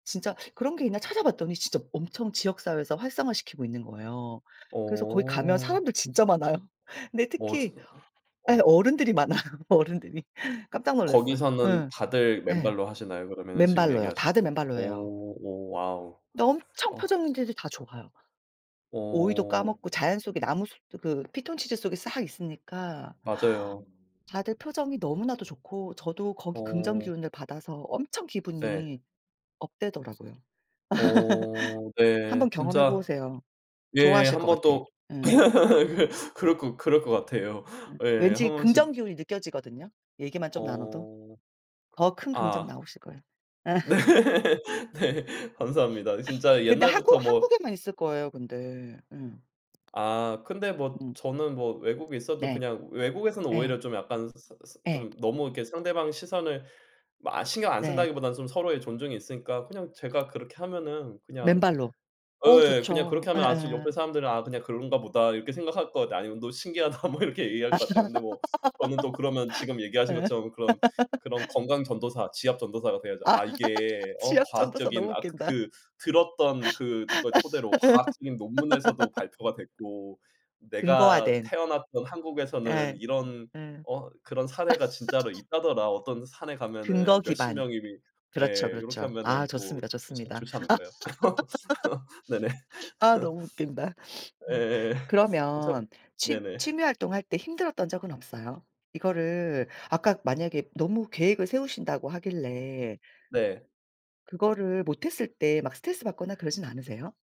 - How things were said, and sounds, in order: other background noise; laughing while speaking: "많아요, 어른들이"; tapping; laugh; laugh; laughing while speaking: "네 네"; laughing while speaking: "예"; laugh; laugh; laughing while speaking: "신기하다"; laughing while speaking: "아 지압 전도사 너무 웃긴다"; laugh; laugh; laugh; sniff; laugh; laughing while speaking: "네네"; laugh
- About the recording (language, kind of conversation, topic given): Korean, unstructured, 취미 활동을 하다가 가장 놀랐던 순간은 언제였나요?